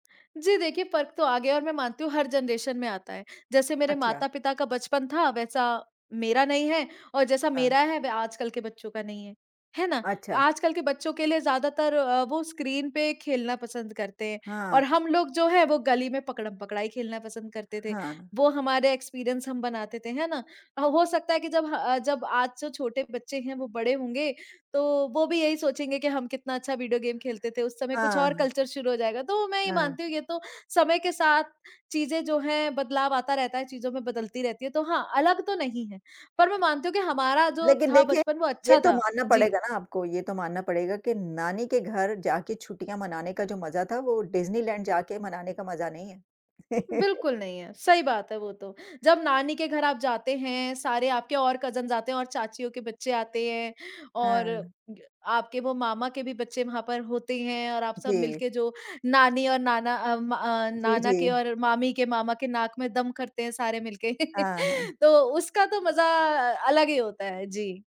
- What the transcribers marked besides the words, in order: in English: "जनरेशन"; in English: "स्क्रीन"; in English: "एक्सपीरियंस"; in English: "वीडियो गेम"; in English: "कल्चर"; laugh; in English: "कज़िन्स"; laugh
- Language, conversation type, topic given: Hindi, unstructured, आपके बचपन का कोई ऐसा पल कौन सा है जो आपको आज भी भीतर तक हिला देता है?